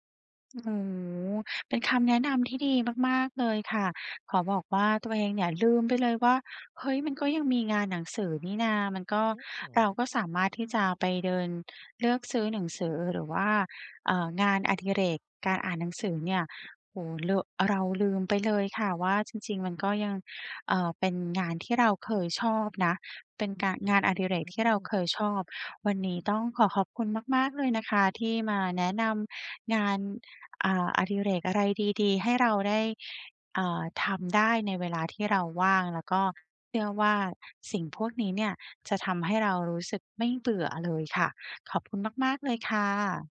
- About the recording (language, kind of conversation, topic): Thai, advice, เวลาว่างแล้วรู้สึกเบื่อ ควรทำอะไรดี?
- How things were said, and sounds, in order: none